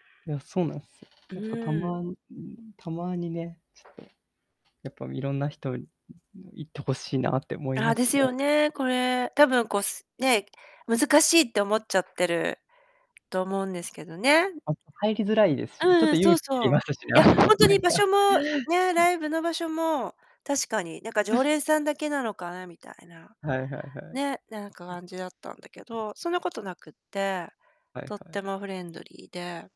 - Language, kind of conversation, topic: Japanese, unstructured, 趣味にお金をかけすぎることについて、どう思いますか？
- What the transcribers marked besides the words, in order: other background noise; tapping; unintelligible speech; laugh; laugh; distorted speech